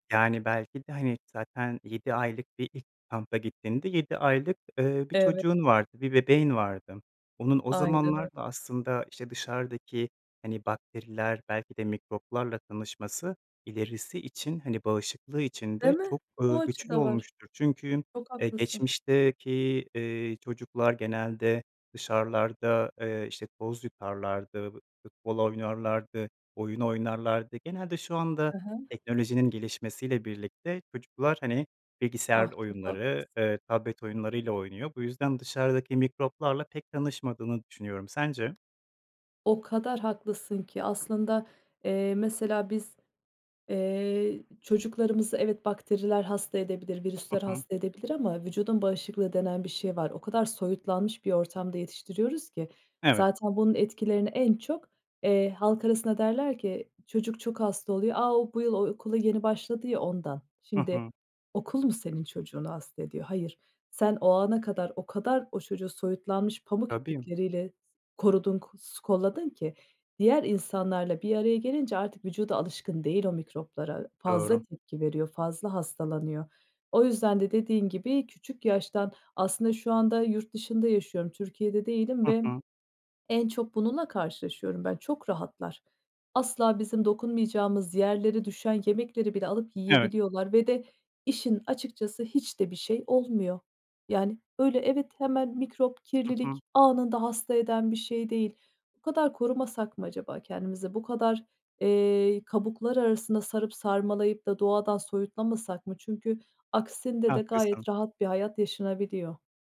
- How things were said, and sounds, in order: none
- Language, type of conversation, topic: Turkish, podcast, Doğayla ilgili en unutamadığın anını anlatır mısın?